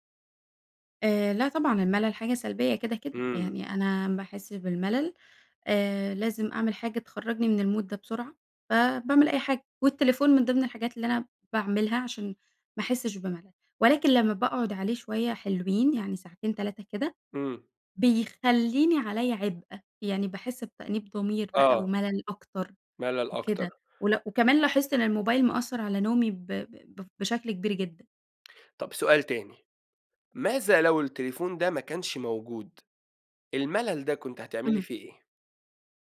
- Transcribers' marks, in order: in English: "المود"; tapping
- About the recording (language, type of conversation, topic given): Arabic, podcast, إزاي الموبايل بيأثر على يومك؟